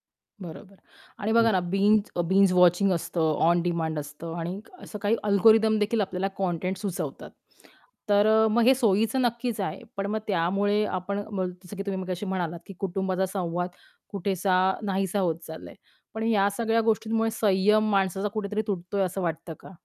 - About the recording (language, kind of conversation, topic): Marathi, podcast, स्ट्रीमिंग सेवांमुळे टीव्ही पाहण्याची पद्धत कशी बदलली आहे असे तुम्हाला वाटते का?
- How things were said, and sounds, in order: static; unintelligible speech; in English: "अल्गोरिदम"; other background noise